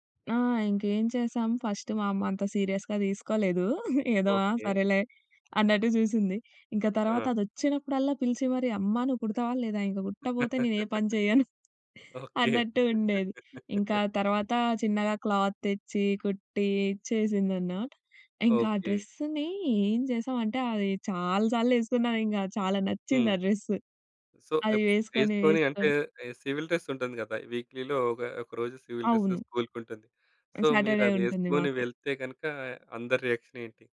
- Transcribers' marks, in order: in English: "ఫస్ట్"; in English: "సీరియస్‌గా"; giggle; laugh; giggle; laugh; in English: "క్లాత్"; tapping; in English: "సో"; other background noise; in English: "సివిల్ డ్రెస్"; in English: "వీక్‌లీలో"; in English: "సివిల్ డ్రెస్"; in English: "సో"; in English: "సాటర్డే"; in English: "రియాక్షన్"
- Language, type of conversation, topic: Telugu, podcast, సినిమా లేదా సీరియల్ స్టైల్ నిన్ను ఎంత ప్రభావితం చేసింది?